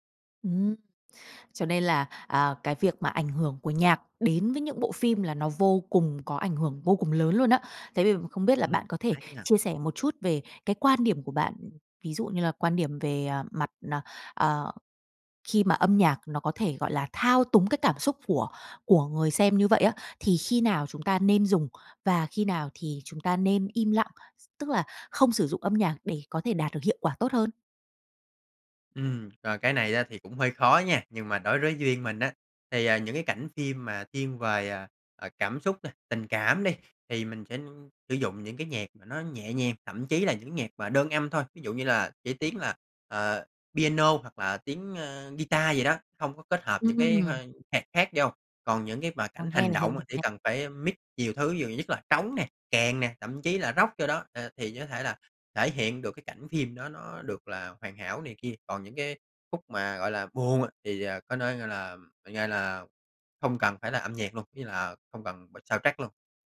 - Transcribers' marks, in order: tapping; "riêng" said as "diêng"; in English: "mix"; in English: "soundtrack"
- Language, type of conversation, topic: Vietnamese, podcast, Âm nhạc thay đổi cảm xúc của một bộ phim như thế nào, theo bạn?